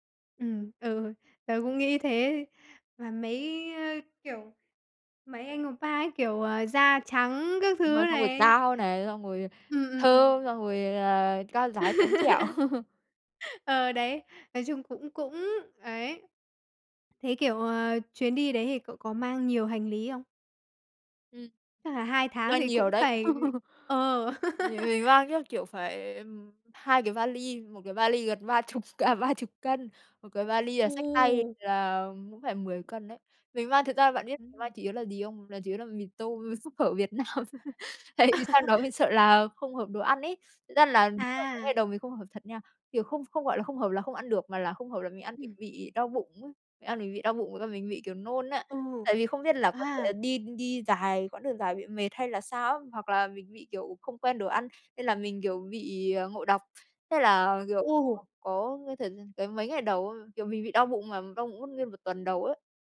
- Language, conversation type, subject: Vietnamese, podcast, Bạn có thể kể về một chuyến đi một mình đáng nhớ không?
- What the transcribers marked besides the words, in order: tapping; in Korean: "oppa"; laugh; laugh; laugh; laughing while speaking: "à"; laughing while speaking: "Nam, tại vì"; laugh; laugh; unintelligible speech; unintelligible speech